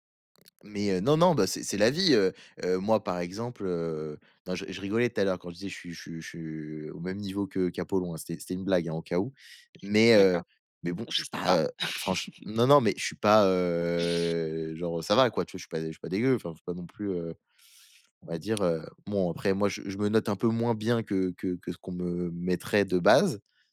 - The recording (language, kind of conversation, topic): French, unstructured, Seriez-vous prêt à vivre éternellement sans jamais connaître l’amour ?
- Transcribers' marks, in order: laugh; drawn out: "heu"; tapping